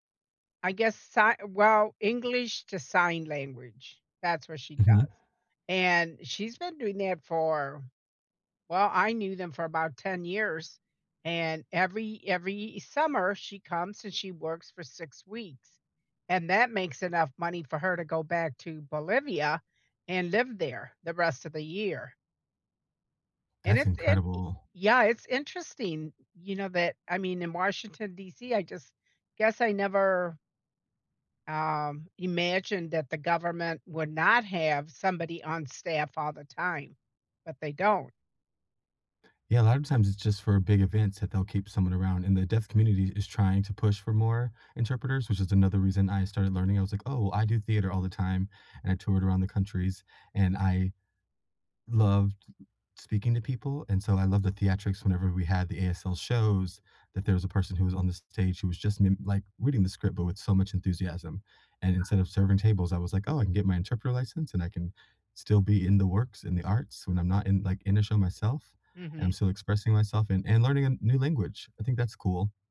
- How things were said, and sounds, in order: other background noise
- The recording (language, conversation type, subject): English, unstructured, What goal have you set that made you really happy?
- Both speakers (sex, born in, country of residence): female, United States, United States; male, United States, United States